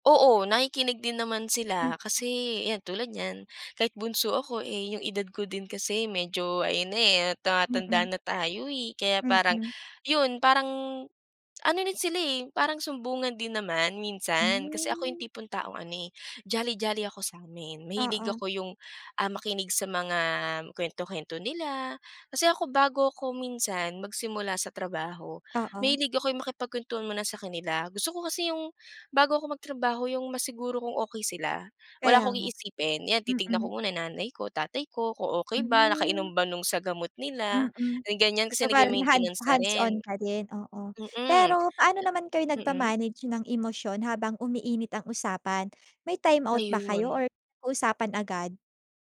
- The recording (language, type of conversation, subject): Filipino, podcast, Paano ninyo nilulutas ang mga alitan sa bahay?
- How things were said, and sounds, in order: none